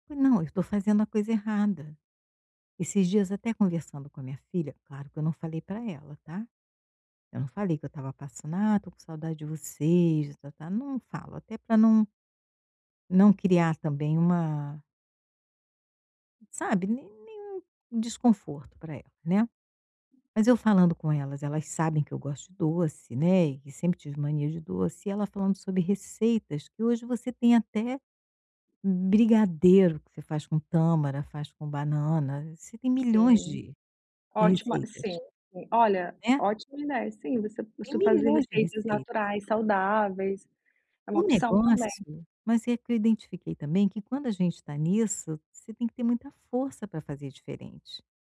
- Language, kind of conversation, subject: Portuguese, advice, Como comer por emoção quando está estressado afeta você?
- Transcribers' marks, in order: unintelligible speech; tapping